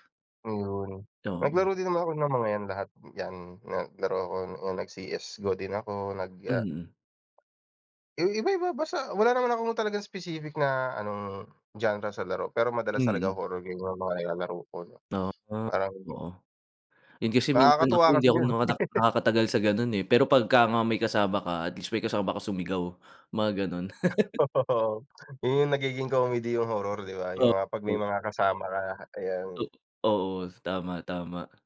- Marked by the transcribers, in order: chuckle; chuckle
- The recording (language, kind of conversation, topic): Filipino, unstructured, Ano ang mga benepisyo ng paglalaro ng mga larong bidyo sa pagbuo ng pagkakaibigan?